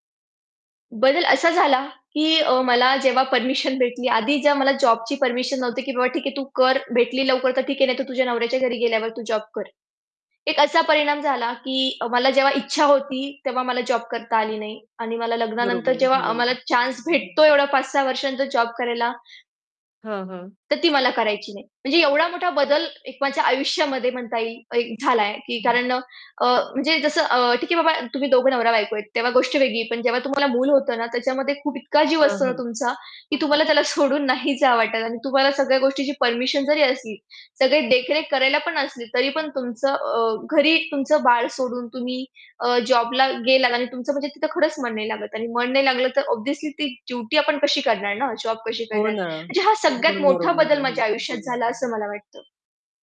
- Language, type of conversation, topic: Marathi, podcast, तुमच्या आयुष्याला कलाटणी देणारा निर्णय कोणता होता?
- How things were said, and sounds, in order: distorted speech; background speech; horn; laughing while speaking: "सोडून नाही"; in English: "ऑब्व्हियसली"